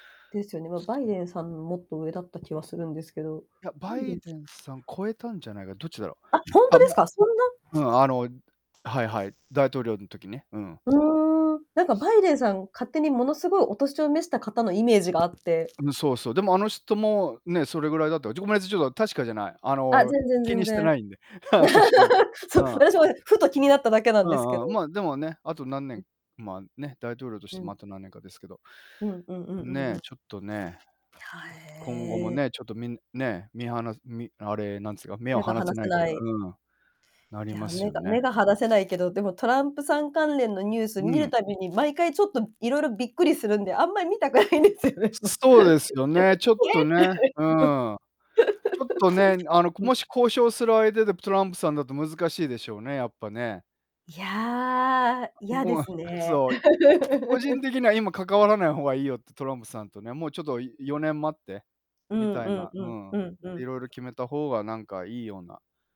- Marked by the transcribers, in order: other background noise; static; laugh; chuckle; laughing while speaking: "見たくないんですよね。 えって"; laugh; drawn out: "いや"; laughing while speaking: "そう"; laugh
- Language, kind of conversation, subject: Japanese, unstructured, 最近のニュースでいちばん驚いたことは何ですか？
- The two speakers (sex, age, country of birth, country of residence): female, 40-44, Japan, Japan; male, 50-54, Japan, Japan